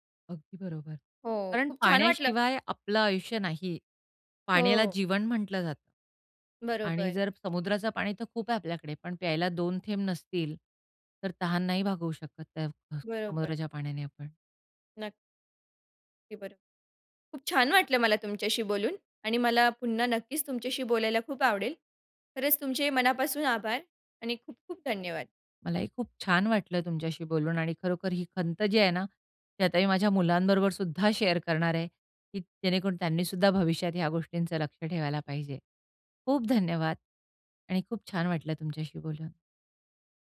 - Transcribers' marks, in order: other background noise; in English: "शेअर"
- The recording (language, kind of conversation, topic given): Marathi, podcast, नद्या आणि ओढ्यांचे संरक्षण करण्यासाठी लोकांनी काय करायला हवे?